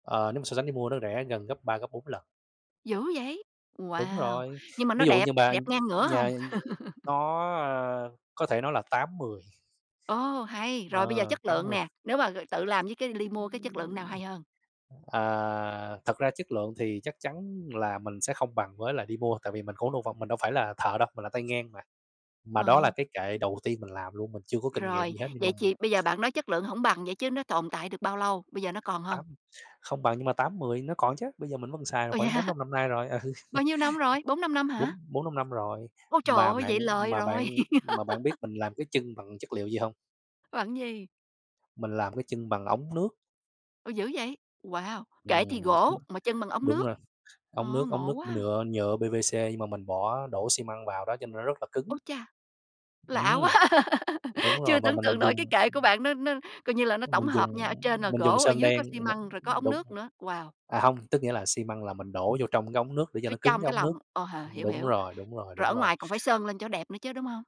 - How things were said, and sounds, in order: tapping; other background noise; chuckle; unintelligible speech; laughing while speaking: "Ồ, vậy hả?"; chuckle; laugh; laughing while speaking: "quá"; laugh
- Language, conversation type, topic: Vietnamese, podcast, Bạn có thể kể về một món đồ bạn tự tay làm mà bạn rất tự hào không?